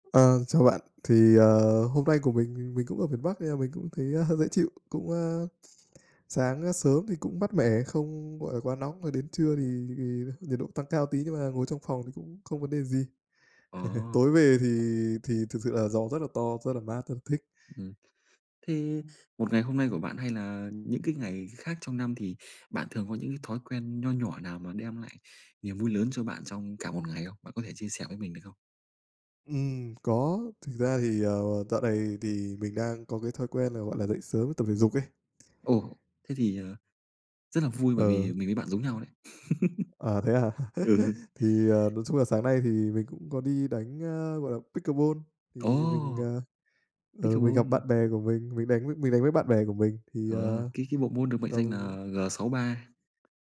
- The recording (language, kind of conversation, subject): Vietnamese, unstructured, Điều gì trong những thói quen hằng ngày khiến bạn cảm thấy hạnh phúc?
- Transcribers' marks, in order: other background noise; chuckle; tapping; chuckle; laugh